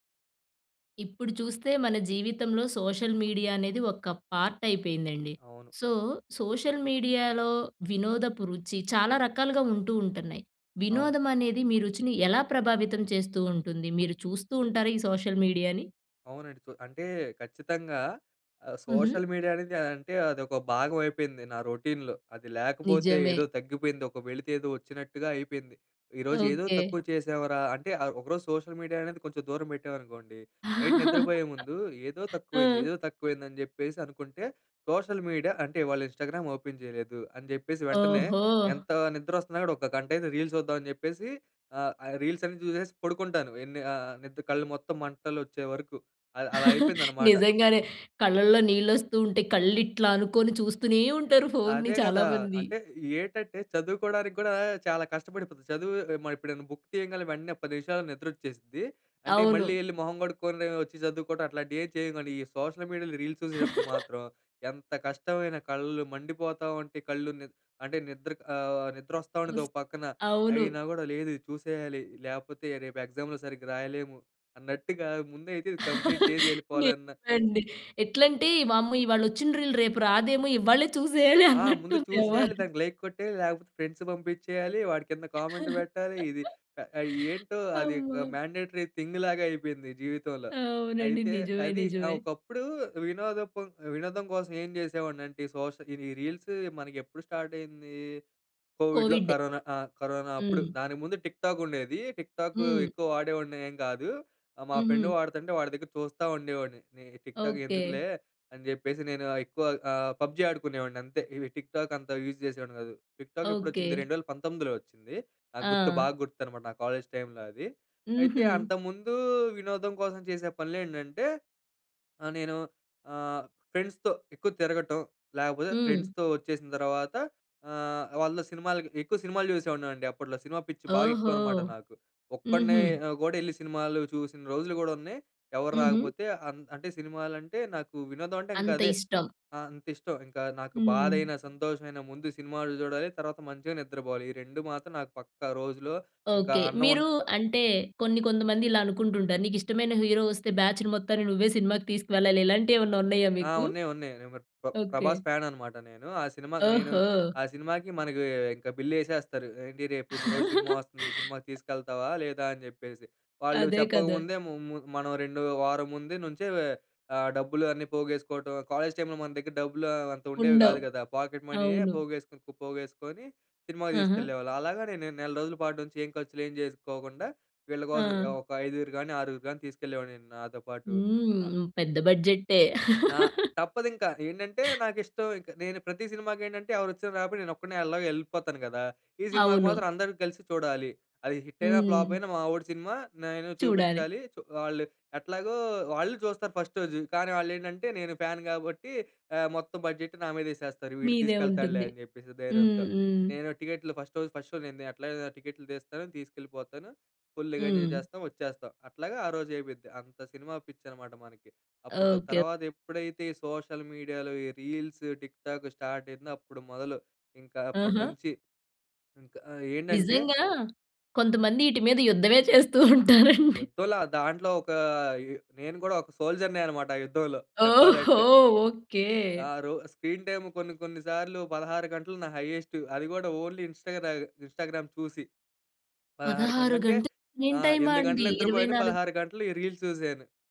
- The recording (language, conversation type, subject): Telugu, podcast, సోషల్ మీడియా మీ వినోదపు రుచిని ఎలా ప్రభావితం చేసింది?
- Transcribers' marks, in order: in English: "సోషల్ మీడియా"; in English: "పార్ట్"; in English: "సో, సోషల్ మీడియాలో"; in English: "సోషల్ మీడియాని?"; in English: "సోషల్ మీడియా"; in English: "రౌటీన్‌లో"; in English: "సోషల్ మీడియా"; in English: "నైట్"; laugh; in English: "సోషల్ మీడియా"; in English: "ఇన్‌స్టా‌గ్రామ్ ఓపెన్"; in English: "రీల్స్"; in English: "రీల్స్"; laughing while speaking: "నిజంగానే కళ్ళల్లో నీళ్ళు వస్తూ ఉంటే, కళ్ళు ఇట్లా అనుకోని చూస్తూనే ఉంటారు ఫోన్‍ని చాలామంది"; in English: "బుక్"; in English: "సోషల్ మీడియాలో రీల్స్"; laugh; in English: "ఎగ్జామ్‌లో"; in English: "కంప్లీట్"; laughing while speaking: "నిజమేనండి. ఎట్లంటే వామ్మో! ఇవాళ వచ్చిన … అన్నట్టు ఉంది యవ్వారం"; in English: "లైక్"; in English: "ఫ్రెండ్స్"; laughing while speaking: "అమ్మో!"; in English: "కామెంట్"; in English: "మాండేటరీ థింగ్‌లాగా"; in English: "సోషల్"; in English: "రీల్స్"; in English: "స్టార్ట్"; in English: "కోవిడ్‌లో"; in English: "కోవిడ్"; in English: "టిక్ టాక్"; in English: "టిక్ టాక్"; in English: "ఫ్రెండ్"; in English: "టిక్ టాక్"; in English: "పబ్జీ"; in English: "టిక్ టాక్"; in English: "యూజ్"; in English: "టిక్ టాక్"; in English: "కాలేజ్ టైమ్‌లో"; in English: "ఫ్రెండ్స్‌తో"; in English: "ఫ్రెండ్స్‌తో"; in English: "హీరో"; in English: "బ్యాచ్‌ని"; in English: "ఫ్యాన్"; laugh; in English: "కాలేజ్ టైమ్‌లో"; in English: "పాకెట్"; other noise; laugh; gasp; in English: "హిట్"; in English: "ఫ్లాప్"; in English: "ఫస్ట్"; in English: "ఫ్యాన్"; in English: "బడ్జెట్"; in English: "ఫస్ట్"; in English: "ఫస్ట్ షో"; in English: "ఫుల్‌గా ఎంజాయ్"; in English: "సోషల్ మీడియాలో"; in English: "రీల్స్, టిక్ టాక్ స్టార్ట్"; laughing while speaking: "యుద్ధమే చేస్తూ ఉంటారండి"; in English: "సోల్జర్‌నే"; laughing while speaking: "ఓహో! ఓకే"; in English: "స్క్రీన్ టైమ్"; in English: "హైయెస్ట్"; in English: "ఓన్లీ ఇంస్టాగ్రామ్ ఇన్స్టాగ్రామ్"; in English: "స్క్రీన్"; in English: "రీల్స్"